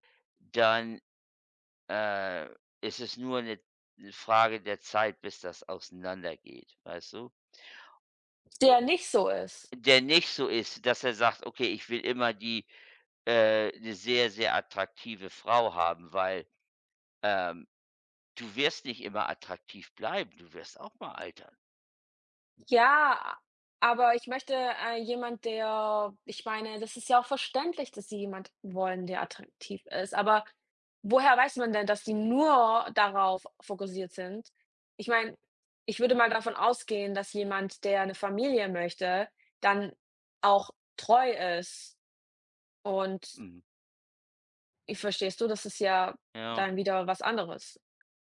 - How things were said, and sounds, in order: stressed: "nur"
- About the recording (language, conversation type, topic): German, unstructured, Wie entscheidest du, wofür du dein Geld ausgibst?